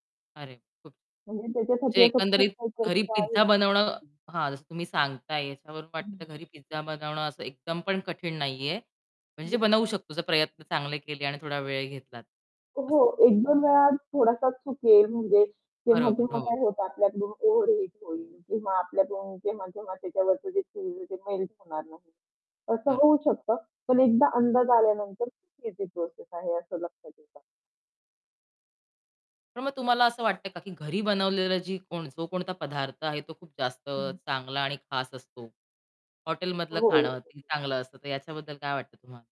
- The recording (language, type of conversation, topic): Marathi, podcast, तुझ्यासाठी घरी बनवलेलं म्हणजे नेमकं काय असतं?
- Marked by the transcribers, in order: static; unintelligible speech; horn; unintelligible speech; other background noise